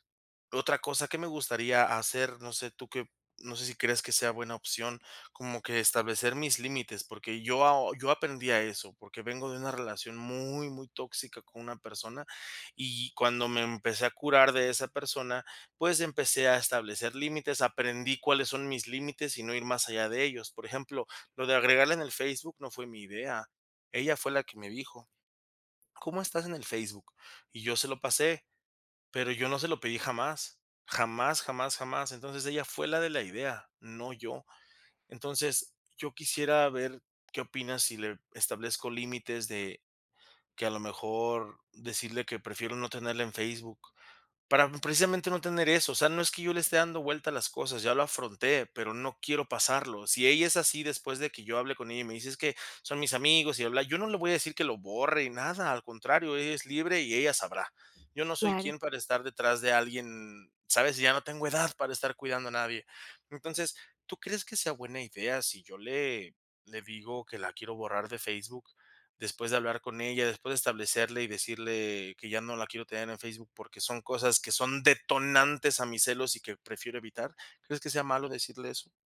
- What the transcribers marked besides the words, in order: stressed: "detonantes"
- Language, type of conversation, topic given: Spanish, advice, ¿Qué tipo de celos sientes por las interacciones en redes sociales?